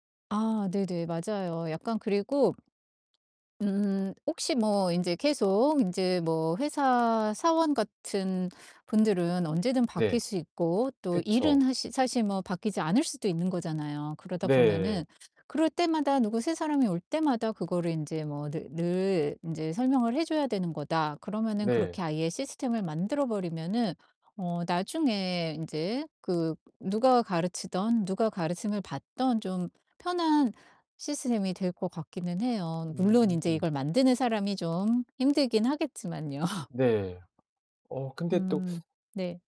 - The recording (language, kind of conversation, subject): Korean, advice, 거절을 잘 못해서 약속과 업무를 과도하게 수락하게 될 때, 어떻게 하면 적절히 거절하고 조절할 수 있을까요?
- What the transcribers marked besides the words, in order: distorted speech; tapping; other background noise; laughing while speaking: "하겠지만요"